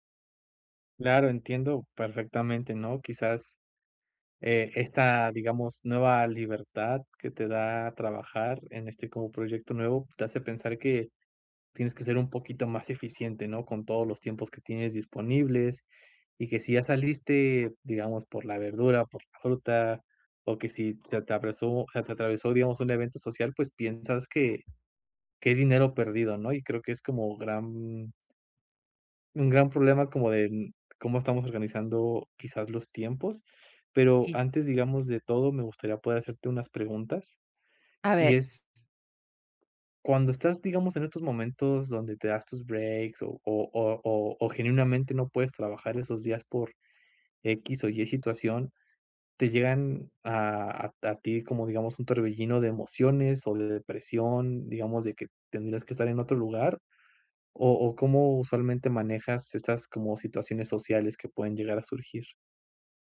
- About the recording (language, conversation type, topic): Spanish, advice, ¿Por qué me siento culpable al descansar o divertirme en lugar de trabajar?
- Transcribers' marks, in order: none